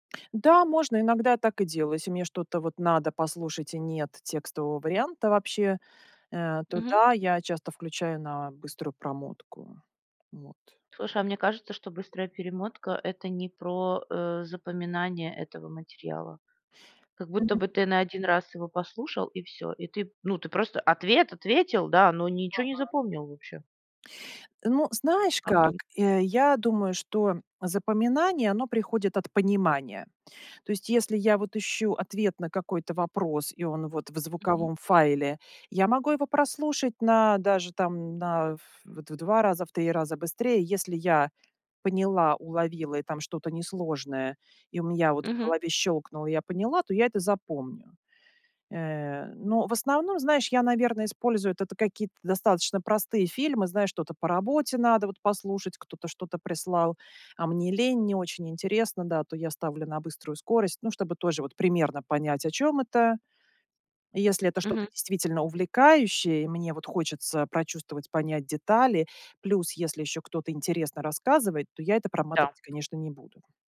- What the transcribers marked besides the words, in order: tapping; other background noise
- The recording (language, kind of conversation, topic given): Russian, podcast, Как выжимать суть из длинных статей и книг?